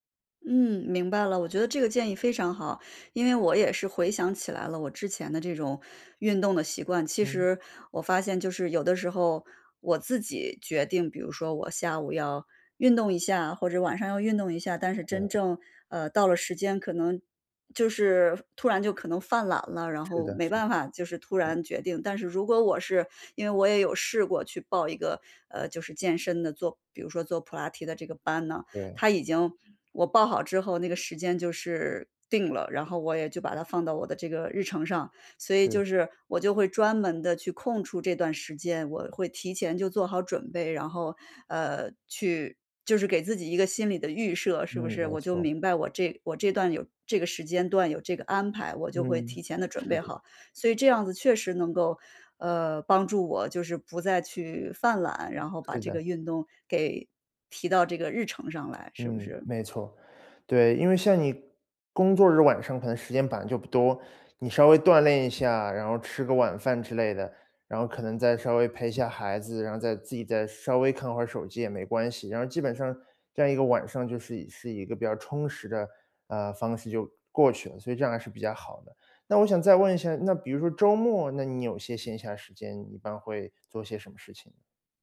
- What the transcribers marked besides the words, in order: other background noise
- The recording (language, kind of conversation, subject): Chinese, advice, 如何让我的休闲时间更充实、更有意义？
- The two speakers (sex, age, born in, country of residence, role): female, 35-39, China, United States, user; male, 30-34, China, United States, advisor